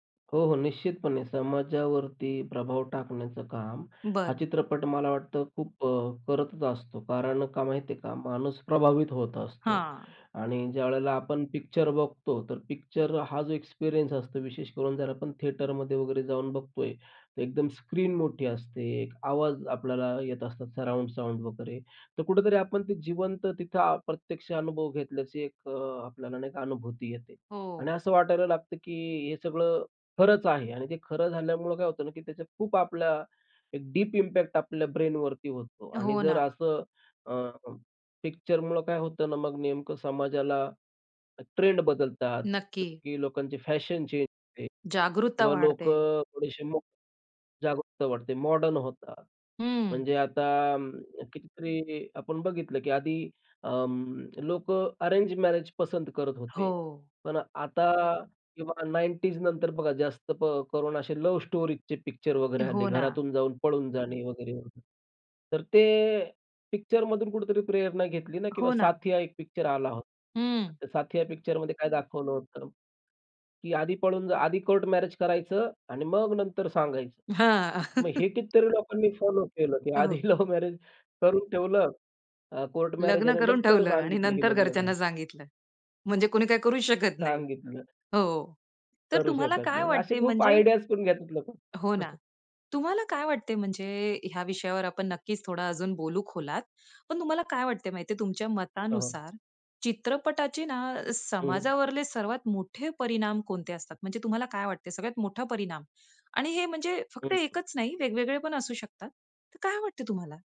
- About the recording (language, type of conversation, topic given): Marathi, podcast, चित्रपट समाजावर कसा परिणाम करतात?
- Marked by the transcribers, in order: in English: "एक्सपिरियन्स"; in English: "थिएटरमध्ये"; in English: "सराउंड साउंड"; in English: "डीप इम्पॅक्ट"; in English: "ब्रेनवरती"; in English: "पिक्चरमुळे"; unintelligible speech; in English: "अरेंज"; in English: "लव्ह स्टोरीजचे"; chuckle; tapping; laughing while speaking: "आधी लव्ह मॅरेज करून ठेवलं"; laughing while speaking: "लग्न करून ठेवलं आणि नंतर … करू शकत नाही"; in English: "आयडियाज"; chuckle